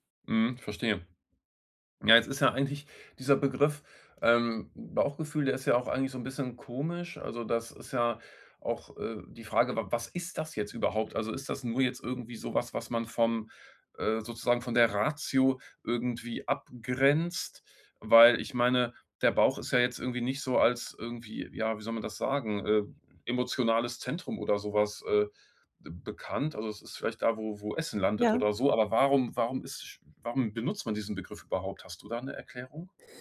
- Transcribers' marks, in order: none
- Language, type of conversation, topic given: German, podcast, Erzähl mal von einer Entscheidung, bei der du auf dein Bauchgefühl gehört hast?